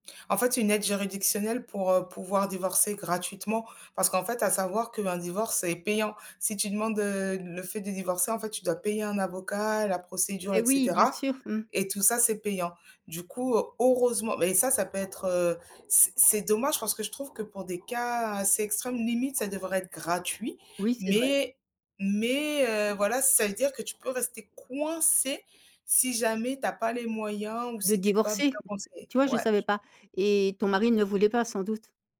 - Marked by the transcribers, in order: stressed: "payant"; other background noise; stressed: "coincée"
- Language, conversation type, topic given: French, podcast, As-tu déjà transformé une erreur en opportunité ?